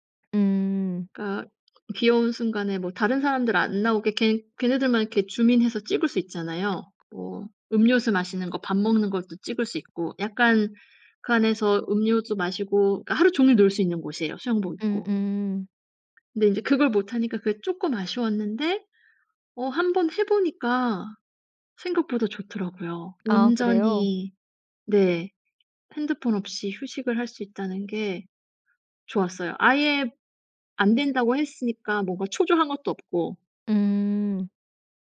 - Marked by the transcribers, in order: other background noise; in English: "줌인"
- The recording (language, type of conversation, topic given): Korean, podcast, 휴대폰 없이도 잘 집중할 수 있나요?